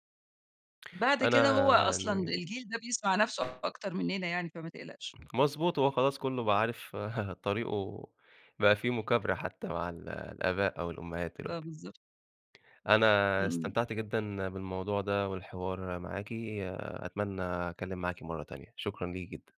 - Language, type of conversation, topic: Arabic, podcast, إيه التجربة اللي خلّتك تسمع لنفسك الأول؟
- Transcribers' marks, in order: other background noise; laugh